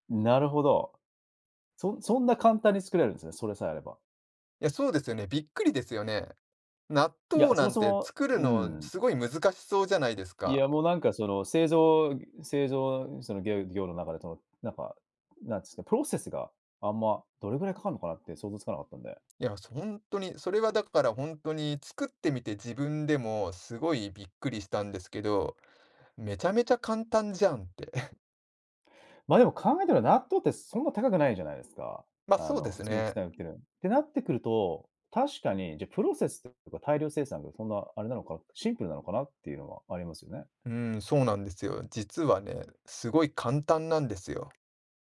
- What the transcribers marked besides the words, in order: tapping; chuckle
- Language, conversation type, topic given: Japanese, podcast, 発酵食品の中で、特に驚いたものは何ですか？